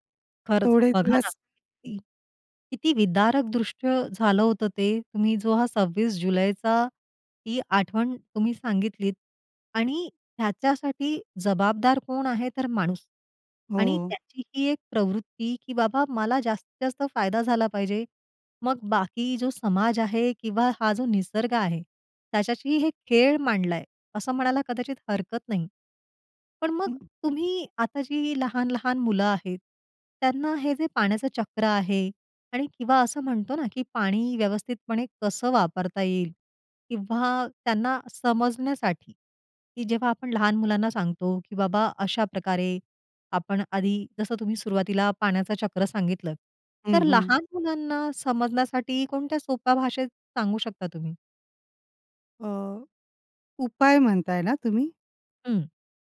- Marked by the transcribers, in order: none
- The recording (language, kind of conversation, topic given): Marathi, podcast, पाण्याचे चक्र सोप्या शब्दांत कसे समजावून सांगाल?